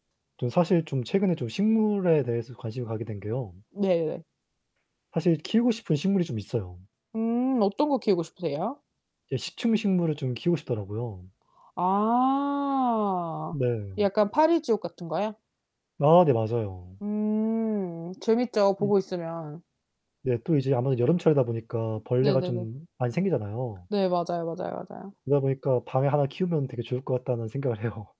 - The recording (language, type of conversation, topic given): Korean, unstructured, 취미 활동을 통해 새로운 사람들을 만난 적이 있나요?
- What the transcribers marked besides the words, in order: drawn out: "아"; unintelligible speech; other background noise; laughing while speaking: "해요"